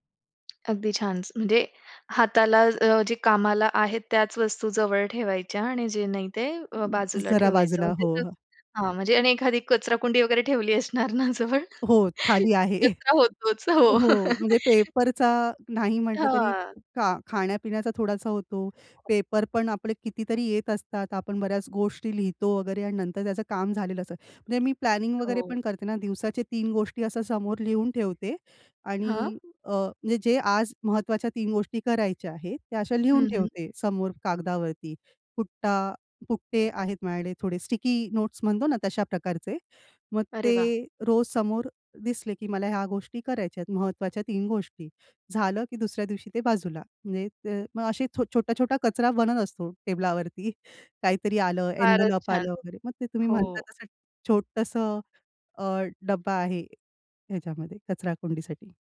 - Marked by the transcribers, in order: tapping; other background noise; laughing while speaking: "असणार ना जवळ? कचरा होतोच हो"; chuckle; in English: "प्लॅनिंग"; in English: "स्टिकी नोट्स"; in English: "एन्व्हलप"
- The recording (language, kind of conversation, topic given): Marathi, podcast, कार्यक्षम कामाची जागा कशी तयार कराल?